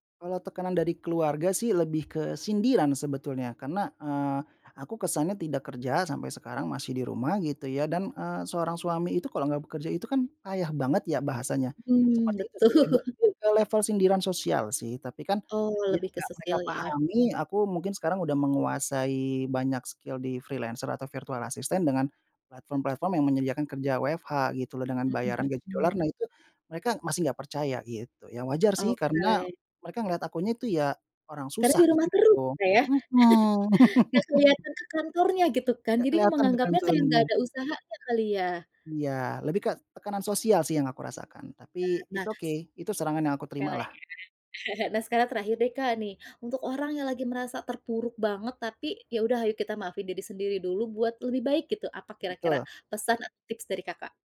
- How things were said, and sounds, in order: laughing while speaking: "betul"; in English: "skill"; in English: "freelancer"; in English: "virtual assistant"; laugh; in English: "it's okay"; laugh
- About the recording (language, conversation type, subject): Indonesian, podcast, Pernahkah kamu berusaha memaafkan diri sendiri, dan bagaimana prosesnya?